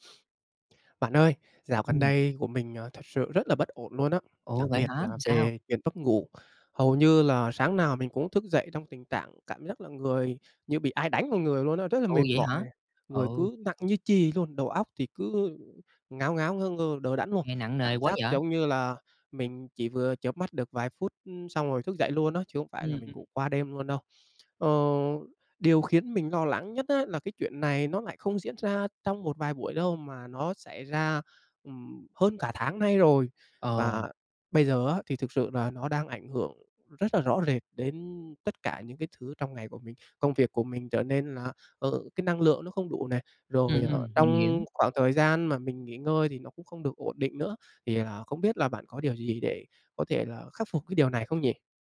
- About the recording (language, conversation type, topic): Vietnamese, advice, Vì sao tôi thường thức dậy vẫn mệt mỏi dù đã ngủ đủ giấc?
- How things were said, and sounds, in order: other background noise; tapping